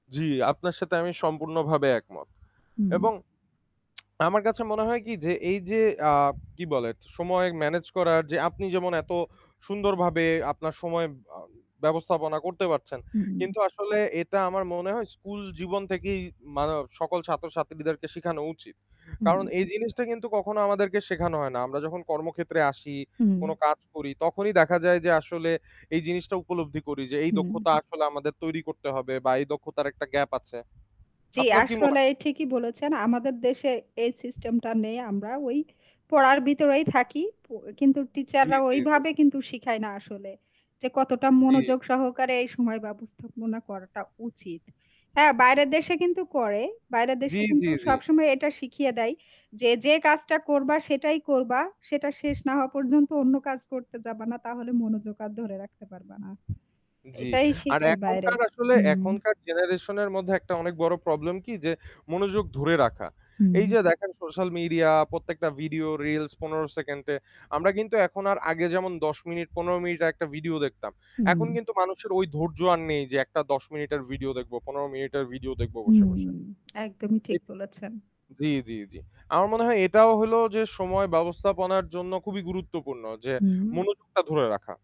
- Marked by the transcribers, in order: static; tapping; other background noise
- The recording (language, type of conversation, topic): Bengali, unstructured, কর্মজীবনে সঠিক সময় ব্যবস্থাপনা কেন জরুরি?